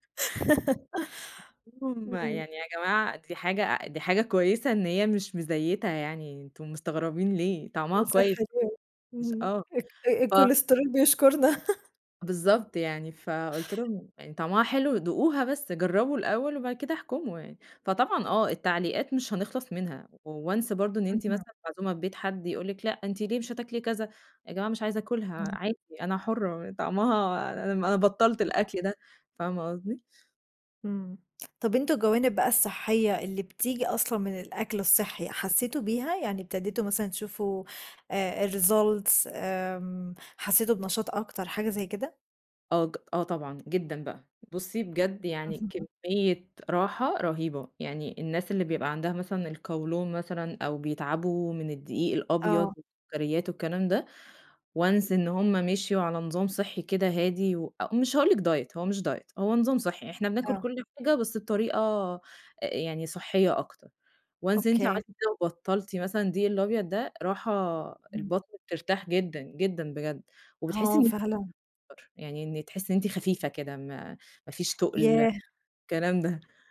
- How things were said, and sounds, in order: laugh; laugh; in English: "Once"; tapping; unintelligible speech; other background noise; in English: "Results"; other noise; in English: "Once"; in English: "Diet"; in English: "Diet"; in English: "Once"; unintelligible speech
- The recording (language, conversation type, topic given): Arabic, podcast, إزاي تجهّز أكل صحي بسرعة في البيت؟